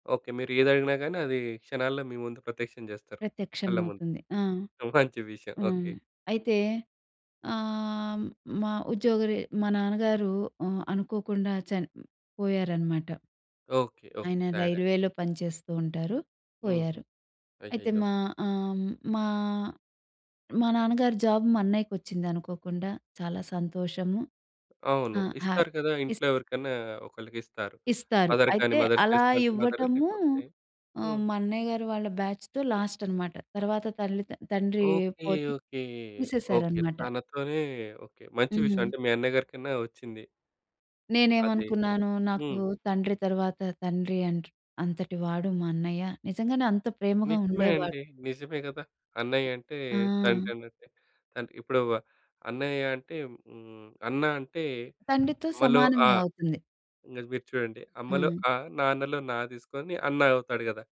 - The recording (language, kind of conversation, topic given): Telugu, podcast, సహాయం అడగడం మీకు కష్టంగా ఉంటే, మీరు ఎలా అడుగుతారు?
- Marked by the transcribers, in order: chuckle; in English: "సాడ్"; in English: "రైల్వేలో"; in English: "జాబ్"; tapping; in English: "మదర్‌గాని, మదర్"; in English: "మదర్"; in English: "బ్యాచ్‌తో లాస్ట్"